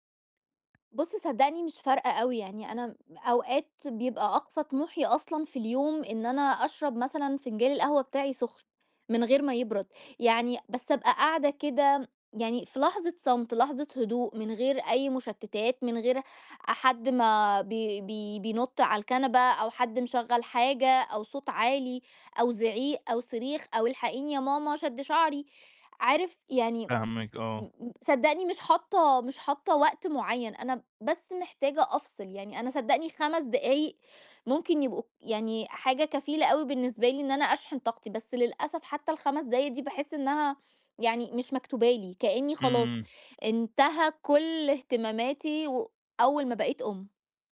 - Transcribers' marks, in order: tapping
- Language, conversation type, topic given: Arabic, advice, ليه مش بعرف أركز وأنا بتفرّج على أفلام أو بستمتع بوقتي في البيت؟